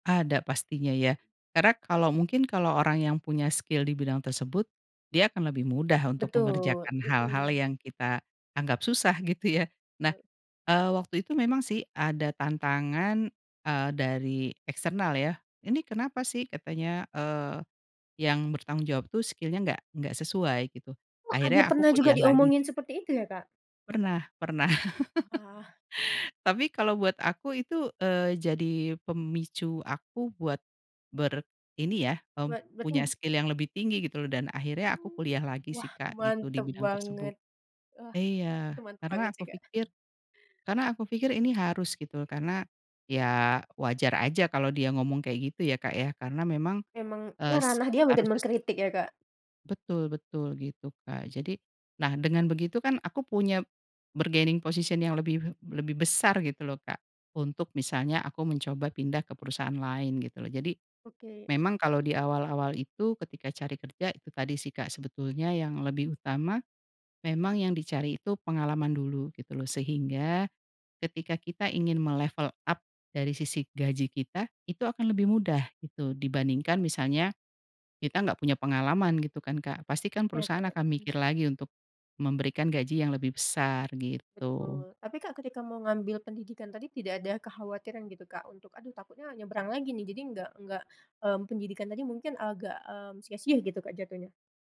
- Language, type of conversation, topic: Indonesian, podcast, Kalau boleh jujur, apa yang kamu cari dari pekerjaan?
- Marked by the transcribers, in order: in English: "skill"; laughing while speaking: "ya"; in English: "eksternal"; in English: "skill-nya"; unintelligible speech; chuckle; in English: "skill"; in English: "bargaining position"; in English: "me-level up"